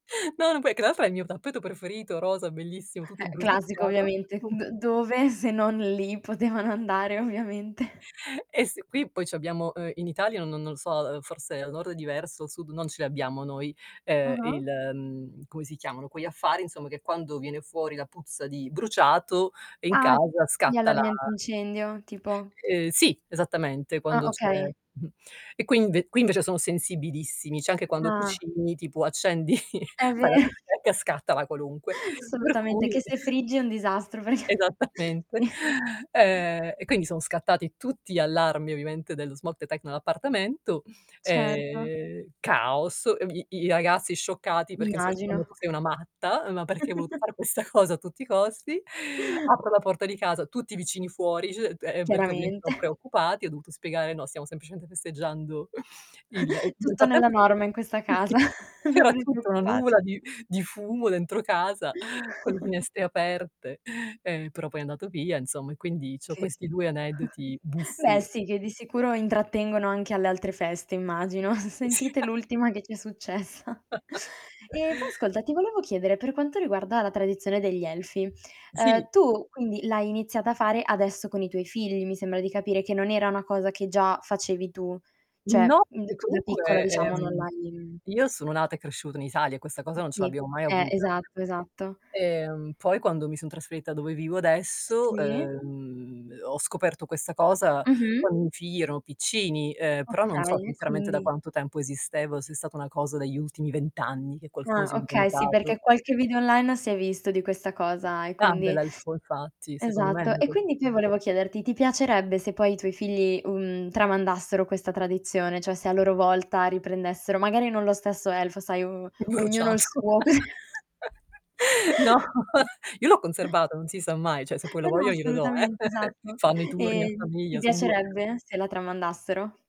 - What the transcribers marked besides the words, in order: distorted speech; unintelligible speech; laughing while speaking: "ovviamente"; chuckle; "cioè" said as "ceh"; laughing while speaking: "accendi"; laughing while speaking: "ve"; "Assolutamente" said as "solutamente"; chuckle; static; laughing while speaking: "Esattamente"; laughing while speaking: "perché ni"; chuckle; in English: "smog detect"; drawn out: "e"; "ragazzi" said as "agazzi"; unintelligible speech; chuckle; laughing while speaking: "cosa"; unintelligible speech; "ovviamente" said as "ovvient"; laughing while speaking: "Chiaramente"; chuckle; unintelligible speech; unintelligible speech; chuckle; laughing while speaking: "sì"; chuckle; "insomma" said as "inzomm"; unintelligible speech; chuckle; chuckle; laughing while speaking: "Sì"; chuckle; laughing while speaking: "successa"; chuckle; tapping; other background noise; "cioè" said as "ceh"; unintelligible speech; unintelligible speech; laughing while speaking: "Bruciato No"; chuckle; "cioè" said as "ceh"; chuckle
- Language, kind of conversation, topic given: Italian, podcast, Qual è una tradizione di famiglia che ami?